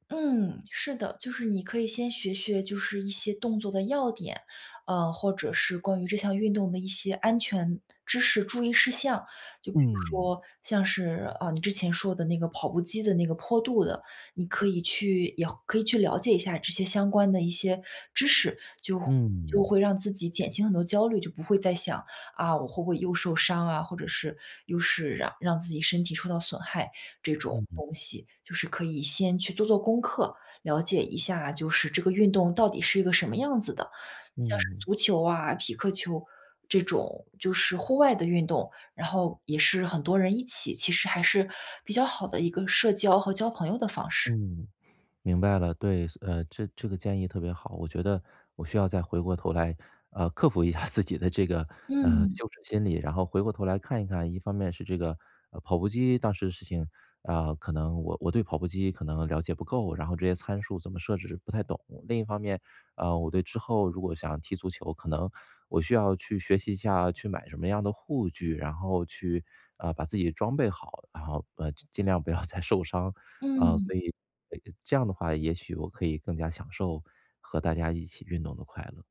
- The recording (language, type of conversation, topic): Chinese, advice, 我害怕开始运动，该如何迈出第一步？
- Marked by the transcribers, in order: other background noise; laughing while speaking: "下"